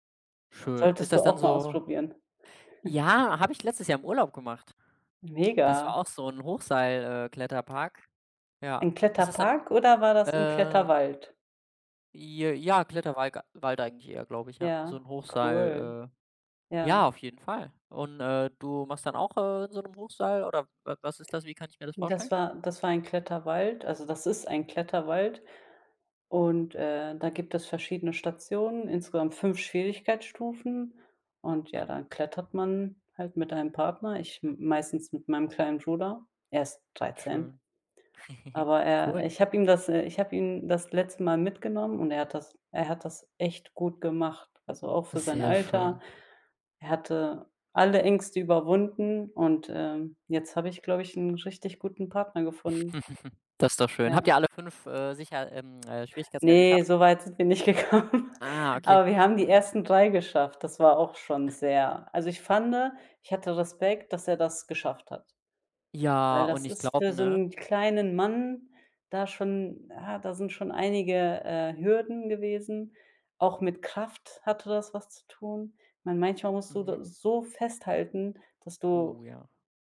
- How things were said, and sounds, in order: snort; other background noise; giggle; giggle; tsk; laughing while speaking: "gekommen"; chuckle; "fand" said as "fande"
- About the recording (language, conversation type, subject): German, unstructured, Wie hat ein Hobby dein Selbstvertrauen verändert?